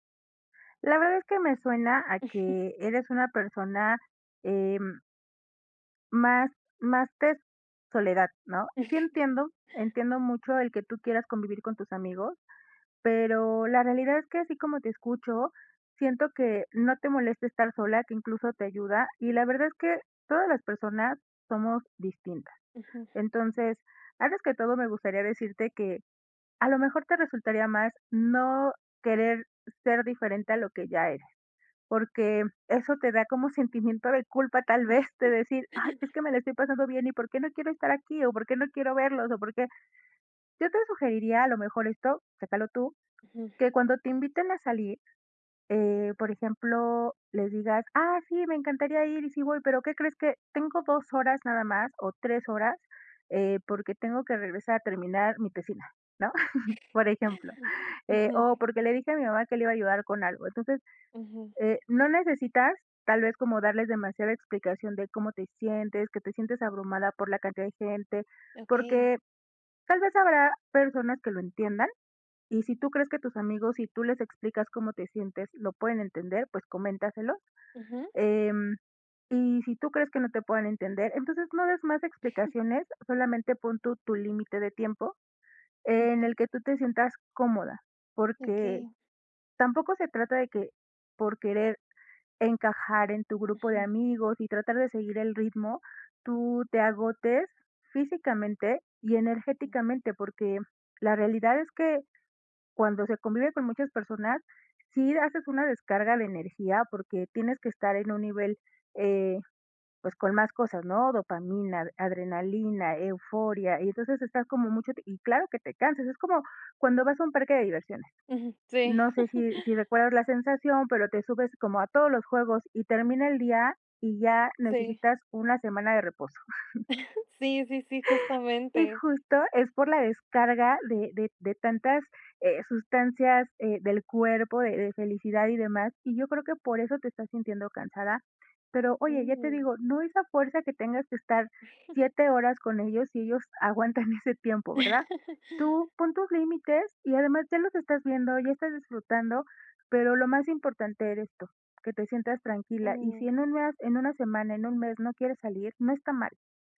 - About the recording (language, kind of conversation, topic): Spanish, advice, ¿Cómo puedo manejar la ansiedad en celebraciones con amigos sin aislarme?
- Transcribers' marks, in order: giggle; "de" said as "ted"; giggle; giggle; unintelligible speech; giggle; giggle; chuckle; other noise; laugh; giggle; giggle; chuckle